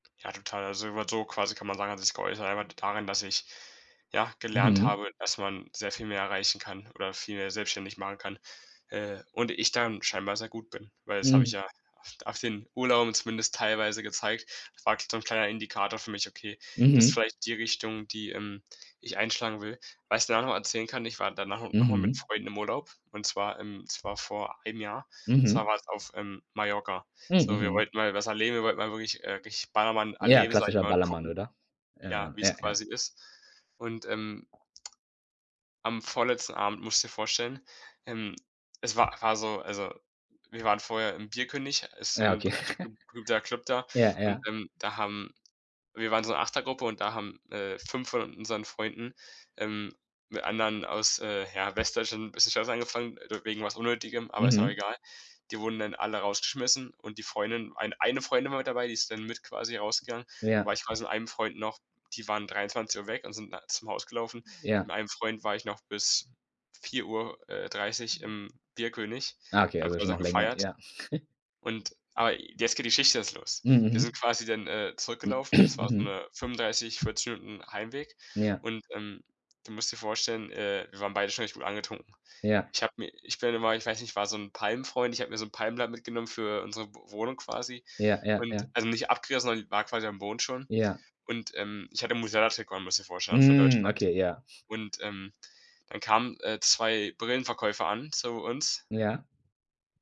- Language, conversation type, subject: German, podcast, Was hat dir das Reisen über dich selbst gezeigt?
- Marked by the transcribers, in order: unintelligible speech; other background noise; giggle; stressed: "eine"; chuckle; throat clearing; unintelligible speech